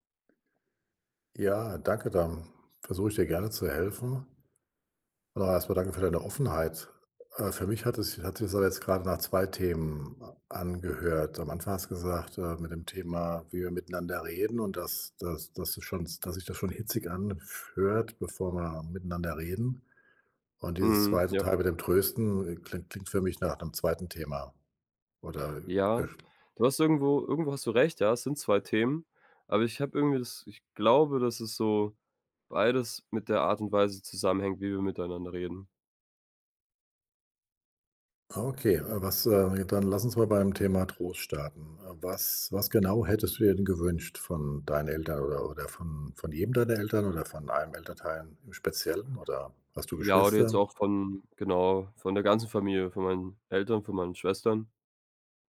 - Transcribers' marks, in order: none
- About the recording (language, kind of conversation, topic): German, advice, Wie finden wir heraus, ob unsere emotionalen Bedürfnisse und Kommunikationsstile zueinander passen?